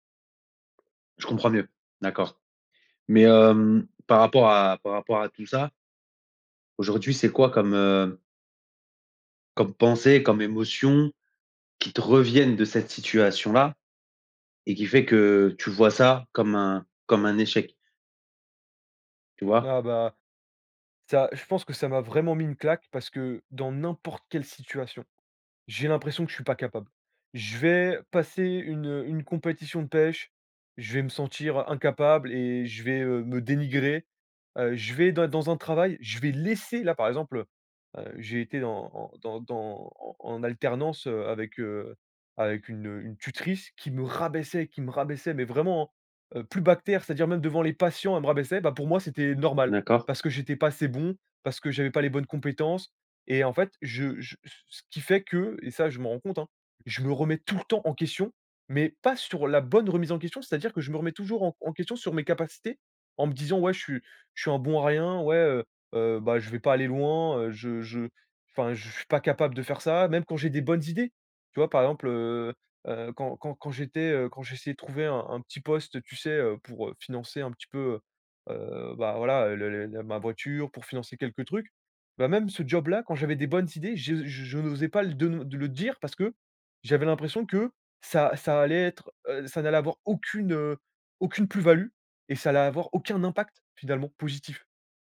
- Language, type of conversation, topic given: French, advice, Comment votre confiance en vous s’est-elle effondrée après une rupture ou un échec personnel ?
- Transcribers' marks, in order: tapping; stressed: "reviennent"; stressed: "n'importe"; stressed: "laisser"; stressed: "rabaissait"; stressed: "rabaissait"